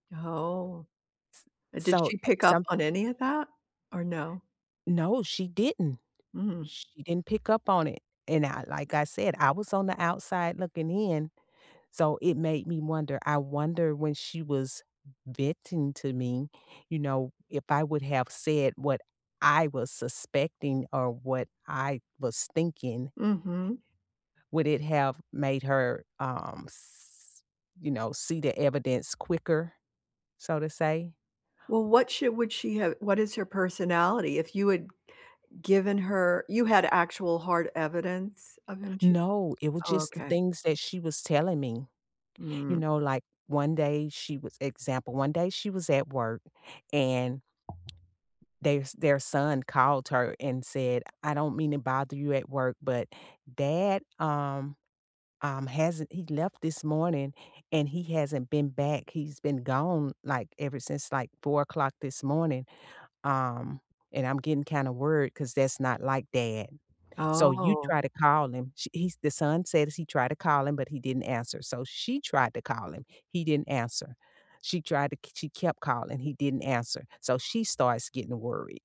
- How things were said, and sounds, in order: tapping; other background noise
- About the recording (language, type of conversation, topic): English, unstructured, What do you think is the biggest challenge in trying to change someone’s mind?
- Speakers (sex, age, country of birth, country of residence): female, 55-59, United States, United States; female, 75-79, United States, United States